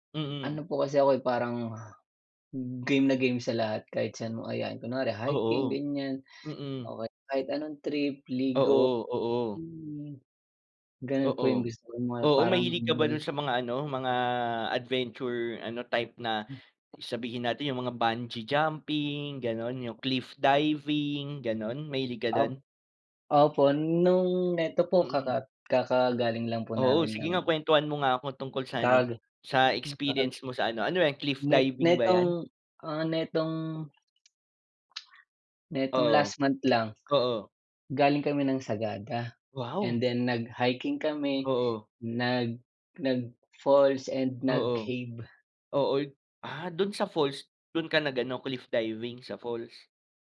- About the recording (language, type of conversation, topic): Filipino, unstructured, Saan mo gustong magbakasyon kung walang limitasyon?
- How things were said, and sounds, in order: unintelligible speech; tsk